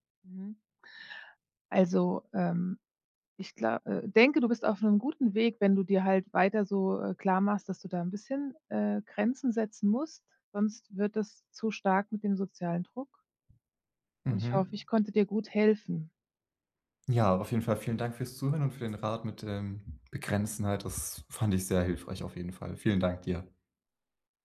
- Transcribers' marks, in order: none
- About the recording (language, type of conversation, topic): German, advice, Wie gehe ich mit Geldsorgen und dem Druck durch Vergleiche in meinem Umfeld um?
- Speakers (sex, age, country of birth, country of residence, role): female, 45-49, Germany, United States, advisor; male, 20-24, Germany, Germany, user